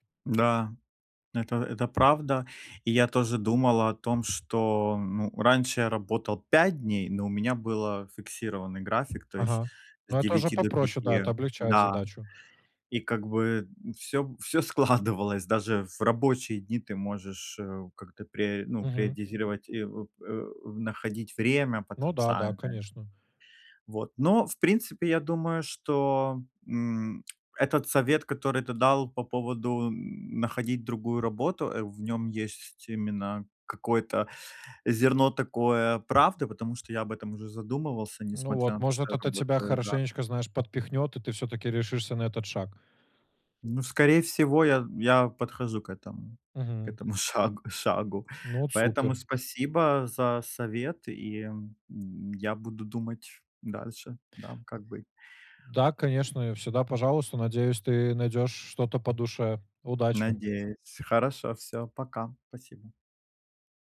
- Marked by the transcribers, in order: laughing while speaking: "складывалось"; tapping; laughing while speaking: "шагу"
- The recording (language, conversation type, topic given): Russian, advice, Как лучше распределять работу и личное время в течение дня?
- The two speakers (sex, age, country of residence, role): male, 25-29, Poland, advisor; male, 35-39, Netherlands, user